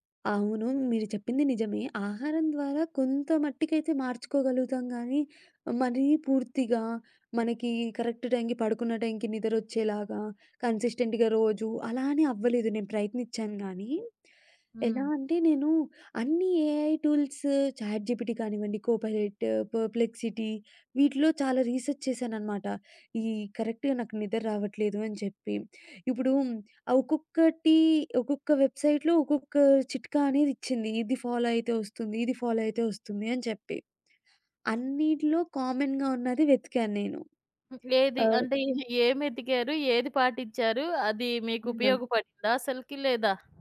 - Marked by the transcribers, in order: in English: "కరెక్ట్"; in English: "కన్సిస్టెంట్‌గా"; in English: "ఏఐ టూల్స్, చాట్ జీపీటీ"; in English: "కోపైలట్, పర్ప్లెక్సిటీ"; in English: "రీసెర్చ్"; in English: "కరెక్ట్‌గా"; in English: "వెబ్‌సైట్‌లో"; in English: "ఫాలో"; in English: "ఫాలో"; in English: "కామన్‌గా"
- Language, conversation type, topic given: Telugu, podcast, ఒక చిన్న అలవాటు మీ రోజువారీ దినచర్యను ఎలా మార్చిందో చెప్పగలరా?